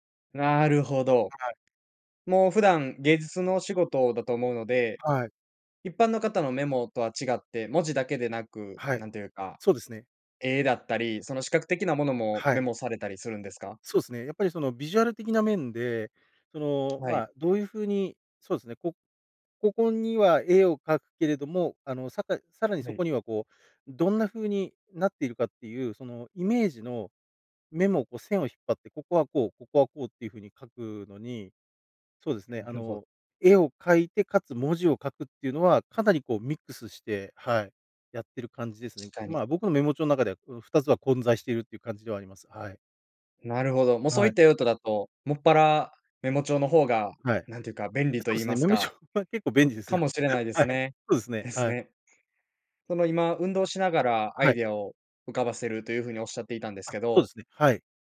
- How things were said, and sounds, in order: other noise; unintelligible speech; laughing while speaking: "メモ帳は結構便利ですよ。はい"
- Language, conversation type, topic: Japanese, podcast, 創作のアイデアは普段どこから湧いてくる？